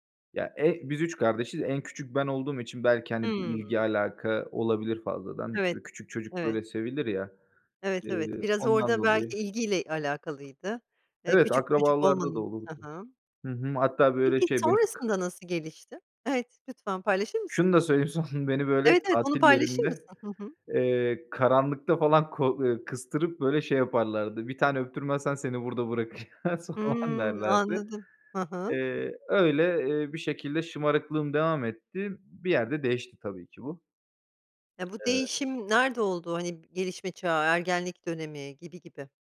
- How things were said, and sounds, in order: other background noise
- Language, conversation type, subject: Turkish, podcast, Aileniz sevginizi nasıl gösterirdi?